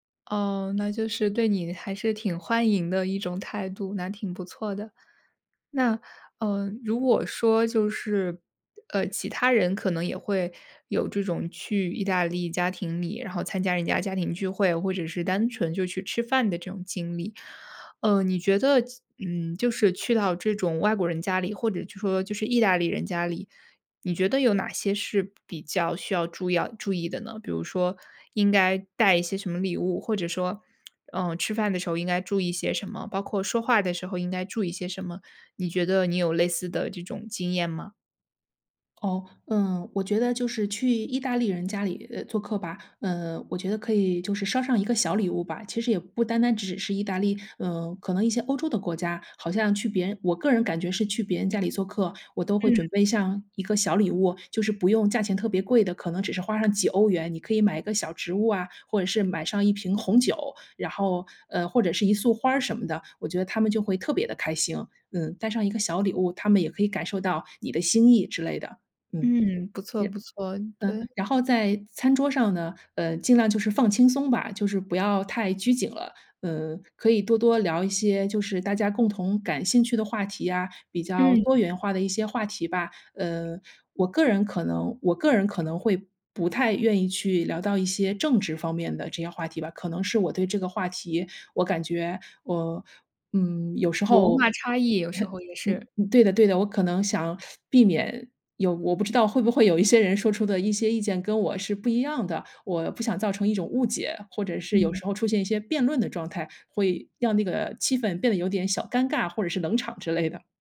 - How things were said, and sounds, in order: other noise; lip smack; "开心" said as "开星"; other background noise; chuckle; teeth sucking; laughing while speaking: "有一些人"
- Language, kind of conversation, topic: Chinese, podcast, 你能讲讲一次与当地家庭共进晚餐的经历吗？